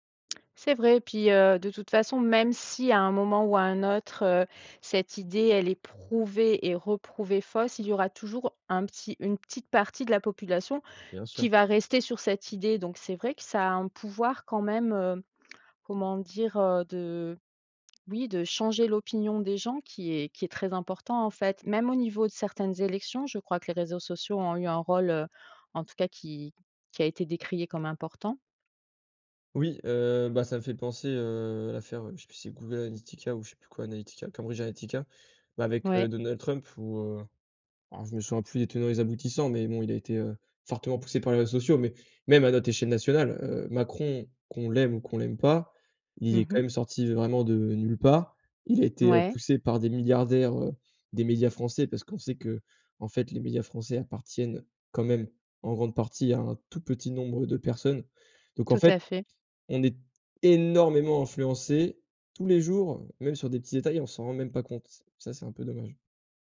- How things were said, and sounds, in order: stressed: "énormément"
- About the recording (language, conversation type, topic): French, podcast, Comment t’organises-tu pour faire une pause numérique ?